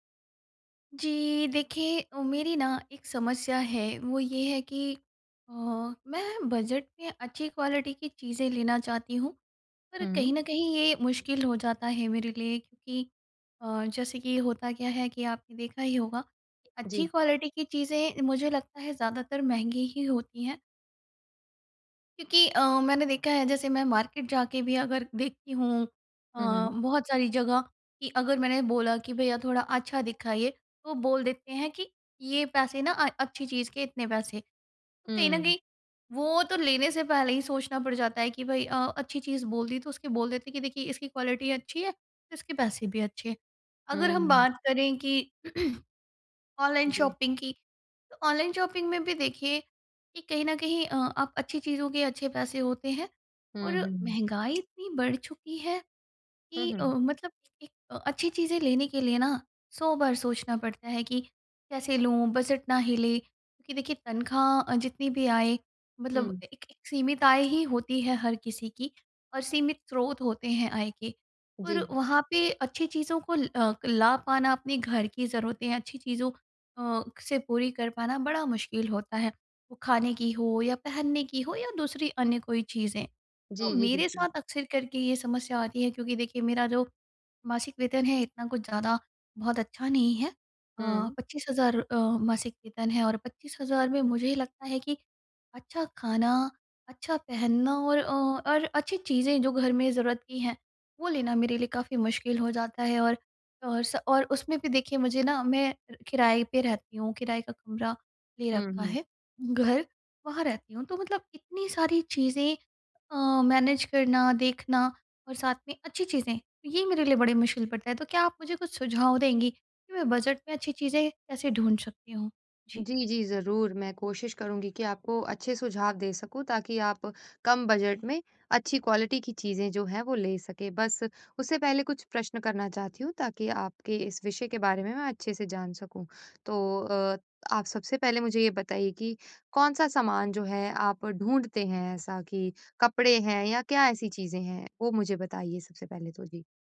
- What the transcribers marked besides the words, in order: in English: "क्वालिटी"; in English: "क्वालिटी"; in English: "मार्केट"; in English: "क्वालिटी"; throat clearing; in English: "शॉपिंग"; in English: "शॉपिंग"; unintelligible speech; in English: "मैनेज"; in English: "क्वालिटी"
- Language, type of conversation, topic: Hindi, advice, बजट में अच्छी गुणवत्ता वाली चीज़ें कैसे ढूँढूँ?